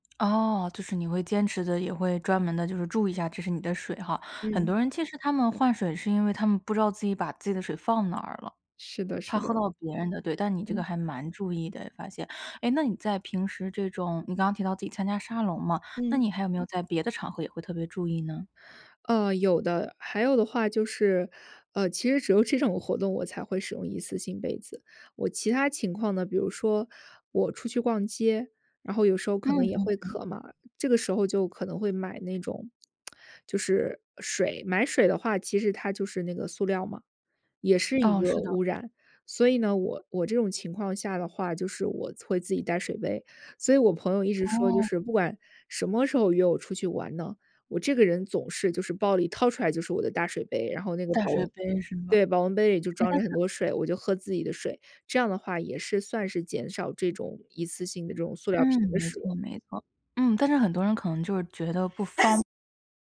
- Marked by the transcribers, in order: tapping; laughing while speaking: "有这种"; tsk; other background noise; background speech
- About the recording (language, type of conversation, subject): Chinese, podcast, 你会如何减少一次性用品的使用？